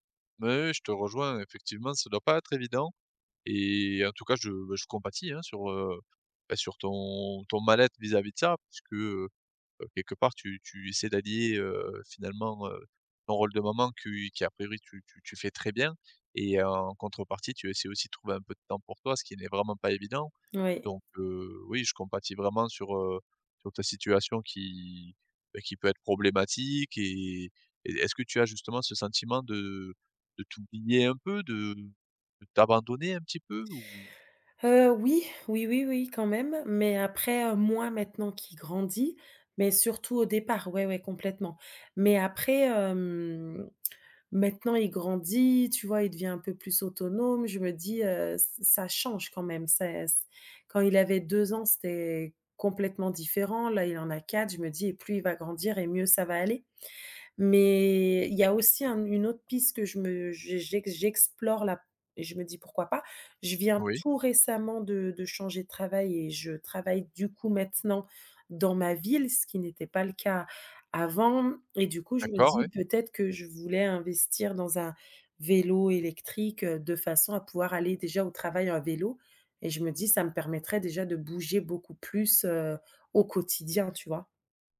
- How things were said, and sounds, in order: drawn out: "hem"; drawn out: "mais"
- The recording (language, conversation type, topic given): French, advice, Comment trouver du temps pour faire du sport entre le travail et la famille ?